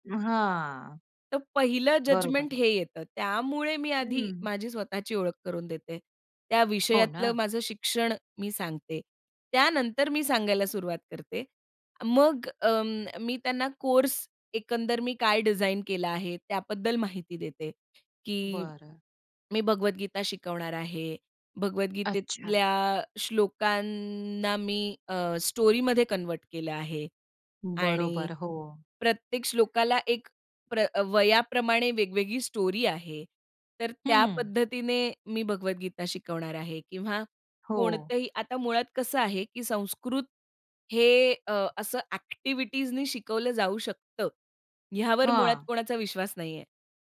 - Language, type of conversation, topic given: Marathi, podcast, तुमच्या कामाची कहाणी लोकांना सांगायला तुम्ही सुरुवात कशी करता?
- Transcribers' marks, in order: drawn out: "हां"; other background noise; drawn out: "श्लोकांना"; in English: "स्टोरीमध्ये कन्व्हर्ट"; in English: "स्टोरी"